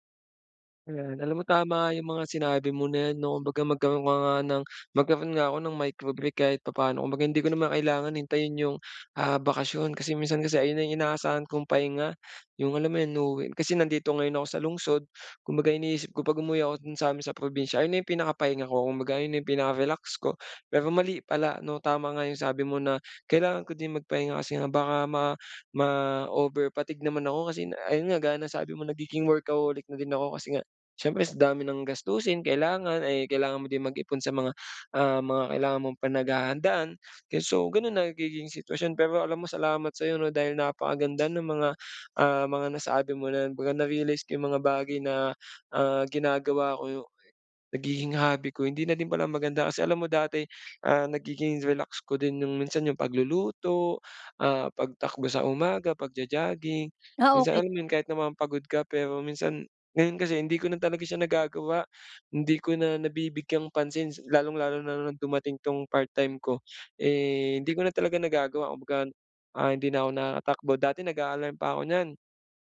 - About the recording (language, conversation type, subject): Filipino, advice, Paano ako makakapagpahinga sa bahay kung palagi akong abala?
- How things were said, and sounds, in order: in English: "micro break"; other noise; sniff; other background noise